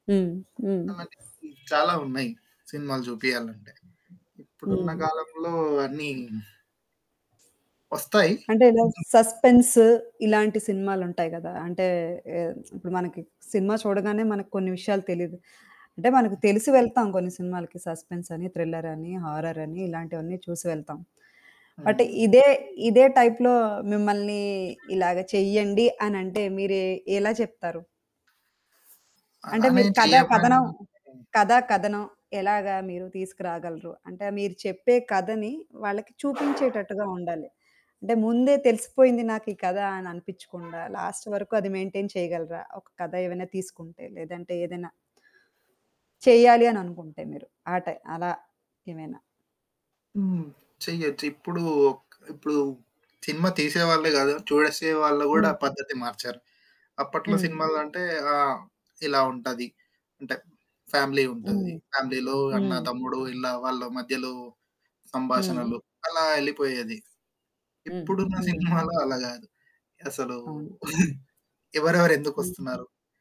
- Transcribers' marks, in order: distorted speech; other background noise; other street noise; in English: "సస్పెన్స్"; in English: "బట్"; in English: "టైప్‌లో"; horn; static; in English: "లాస్ట్"; in English: "మెయిన్‌టైన్"; in English: "ఫ్యామిలీ"; in English: "ఫ్యామిలీలో"; giggle
- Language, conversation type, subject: Telugu, podcast, సినిమాల్లో సామాజిక అంశాలను ఎలా చూపించాలి అని మీరు భావిస్తారు?